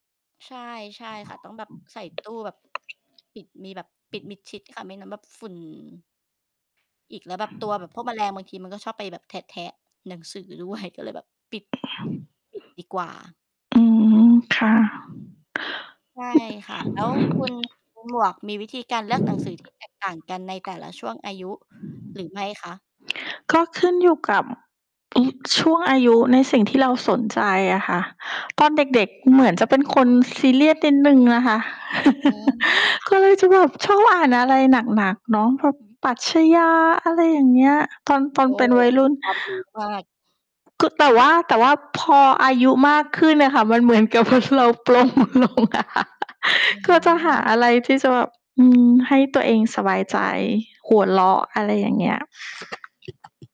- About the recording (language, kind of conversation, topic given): Thai, unstructured, คุณเลือกหนังสือมาอ่านในเวลาว่างอย่างไร?
- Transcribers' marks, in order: tapping; laughing while speaking: "ด้วย"; background speech; distorted speech; laugh; laughing while speaking: "กับว่าเราปลงลงอะ"